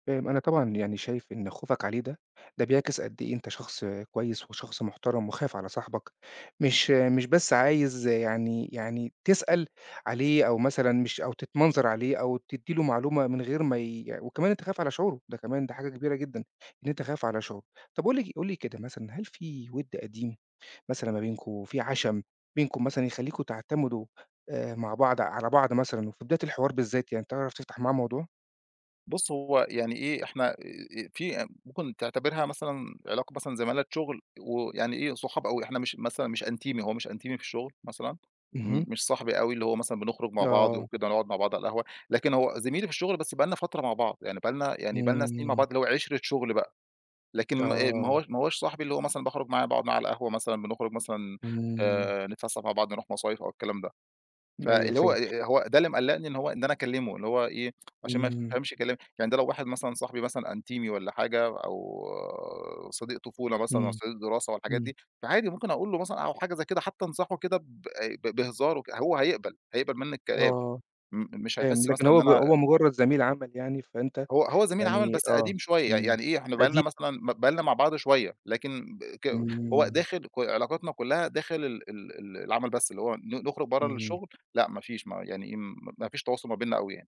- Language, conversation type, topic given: Arabic, advice, إزاي أوصل نقد بنّاء لرئيسي أو لزميلي في الشغل؟
- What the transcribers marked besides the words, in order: tapping; unintelligible speech